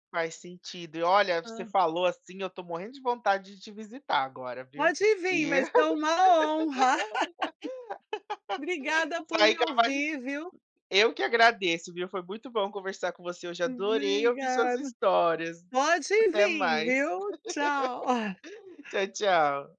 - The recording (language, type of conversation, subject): Portuguese, podcast, Como se pratica hospitalidade na sua casa?
- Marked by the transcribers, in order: laugh; laugh; chuckle